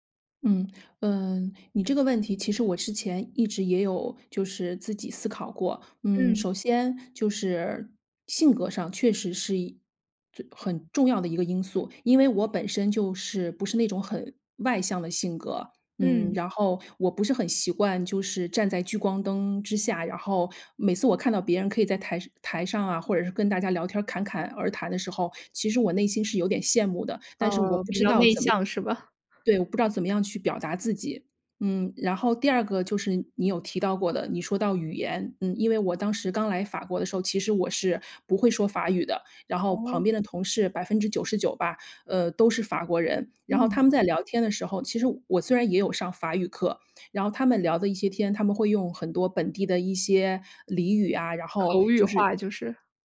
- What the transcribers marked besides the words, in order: joyful: "是吧？"
- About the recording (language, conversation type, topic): Chinese, podcast, 你如何在适应新文化的同时保持自我？